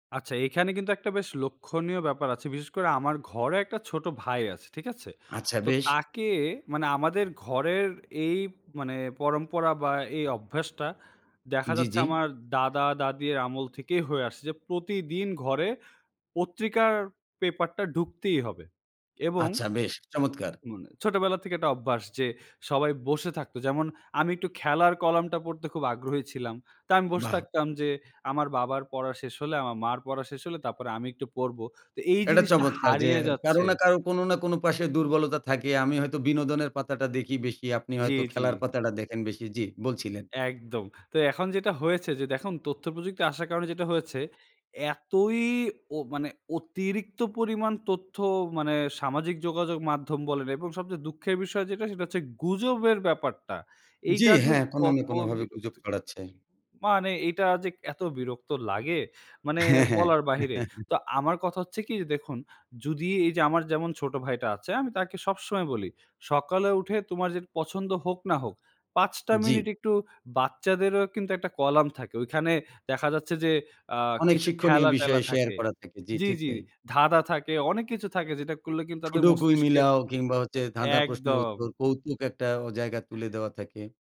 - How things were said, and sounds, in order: chuckle
- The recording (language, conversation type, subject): Bengali, podcast, আপনি কীভাবে পুরনো ধারণা ছেড়ে নতুন কিছু শিখেন?